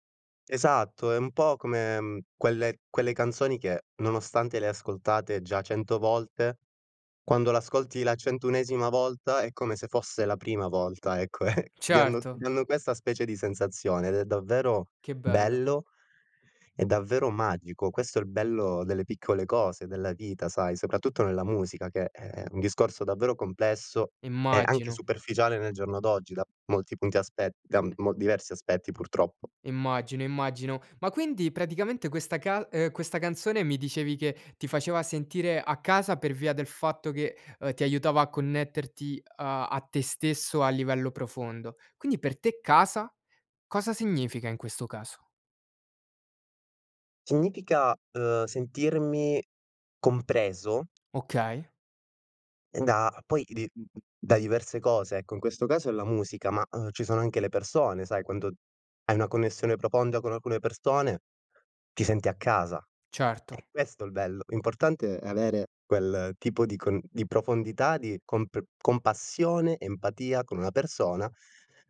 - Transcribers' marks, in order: laughing while speaking: "e"; other background noise; "profonda" said as "proponda"
- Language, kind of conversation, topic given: Italian, podcast, Quale canzone ti fa sentire a casa?